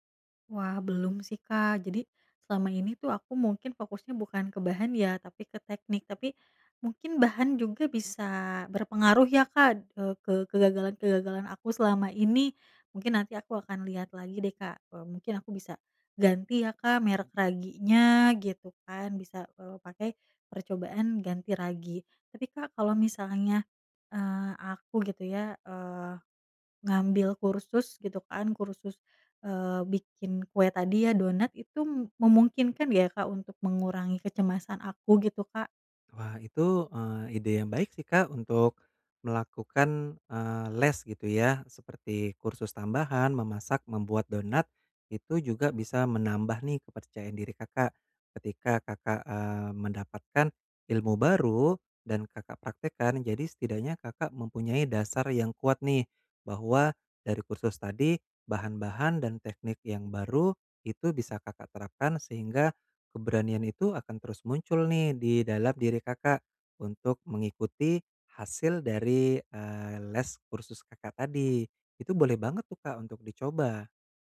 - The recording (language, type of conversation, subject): Indonesian, advice, Bagaimana cara mengurangi kecemasan saat mencoba resep baru agar lebih percaya diri?
- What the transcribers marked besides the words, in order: tapping